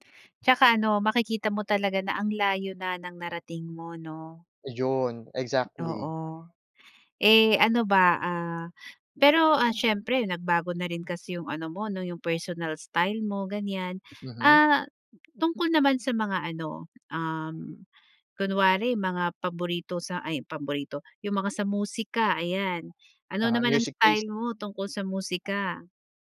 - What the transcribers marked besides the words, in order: tapping; background speech; in English: "personal style"; other background noise; in English: "music taste"
- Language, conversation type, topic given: Filipino, podcast, Paano nagsimula ang personal na estilo mo?